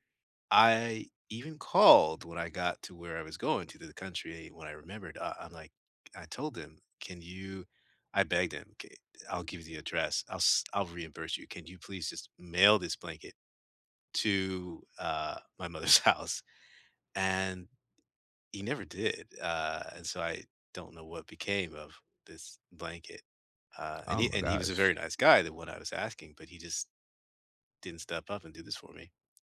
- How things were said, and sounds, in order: laughing while speaking: "house?"; tapping
- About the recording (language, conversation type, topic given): English, unstructured, Have you ever experienced theft or lost valuables while traveling?